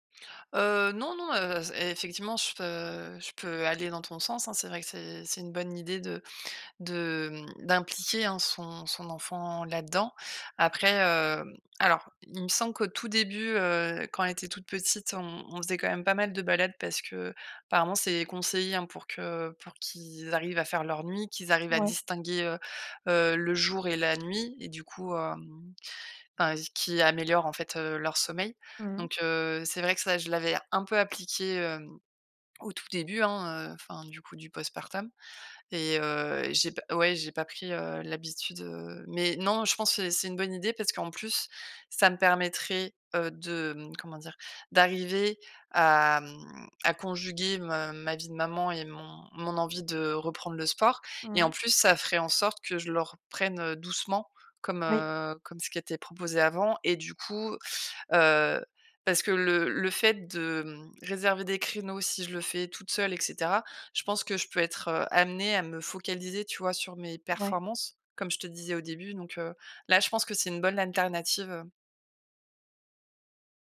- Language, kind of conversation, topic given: French, advice, Comment surmonter la frustration quand je progresse très lentement dans un nouveau passe-temps ?
- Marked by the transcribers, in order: stressed: "sport"; "alternative" said as "anternative"